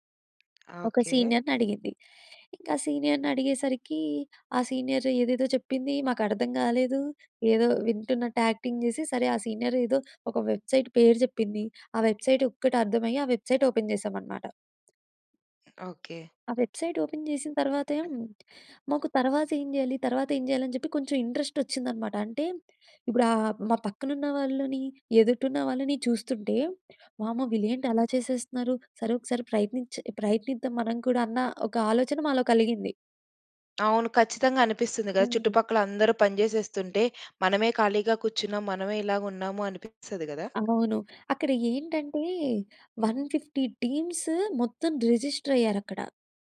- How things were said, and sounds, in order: other background noise; in English: "సీనియర్‌ని"; in English: "సీనియర్‌ని"; in English: "సీనియర్"; in English: "యాక్టింగ్"; in English: "సీనియర్"; in English: "వెబ్‌సైట్"; in English: "వెబ్‌సైట్"; in English: "వెబ్‌సైట్ ఓపెన్"; tapping; in English: "వెబ్‌సైట్ ఓపెన్"; in English: "ఇంట్రెస్ట్"; in English: "వన్‌ఫిఫ్టీ టీమ్స్"; in English: "రిజిస్టర్"
- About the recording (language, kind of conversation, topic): Telugu, podcast, నీ ప్యాషన్ ప్రాజెక్ట్ గురించి చెప్పగలవా?